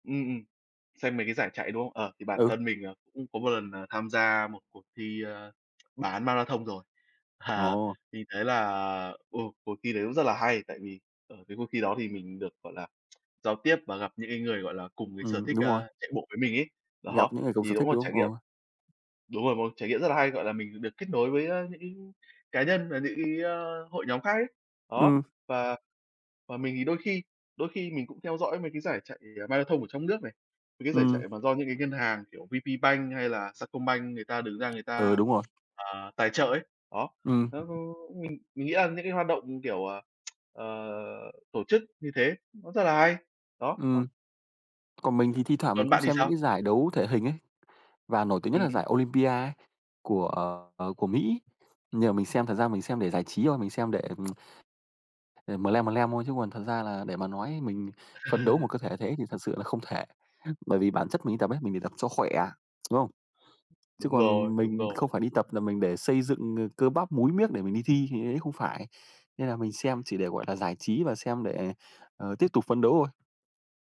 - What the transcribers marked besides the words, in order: tapping; tsk; other background noise; tsk; tsk; tsk; chuckle; tsk
- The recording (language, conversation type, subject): Vietnamese, unstructured, Bạn có môn thể thao yêu thích nào không?